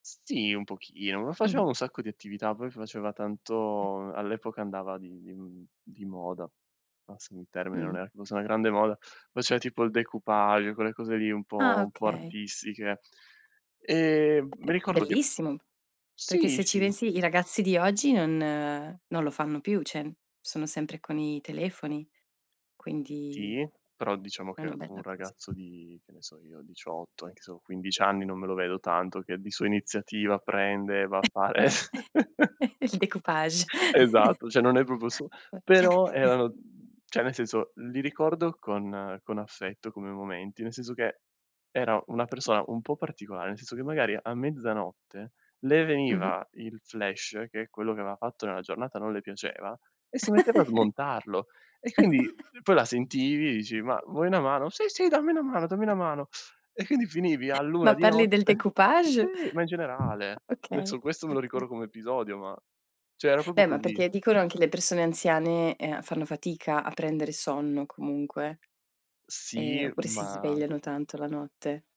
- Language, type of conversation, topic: Italian, podcast, In che modo i tuoi nonni ti hanno influenzato?
- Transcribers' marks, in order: chuckle; chuckle; other background noise; chuckle; put-on voice: "Sì, sì, dammi una mano, dammi una mano"; chuckle; tapping